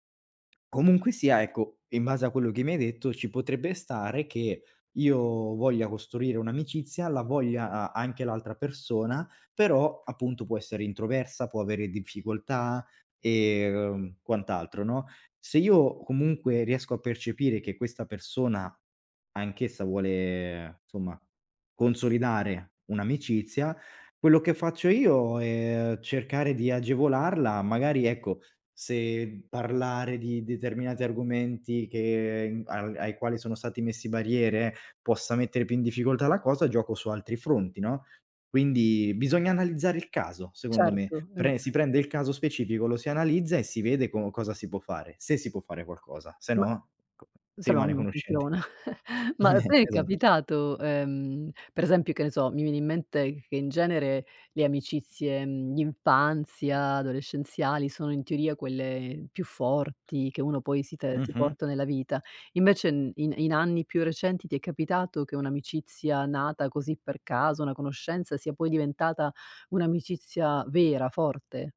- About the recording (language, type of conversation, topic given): Italian, podcast, Come posso trasformare una conoscenza in un’amicizia vera, con passi concreti?
- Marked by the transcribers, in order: tapping; "insomma" said as "nsomma"; "questa" said as "uesta"; other background noise; chuckle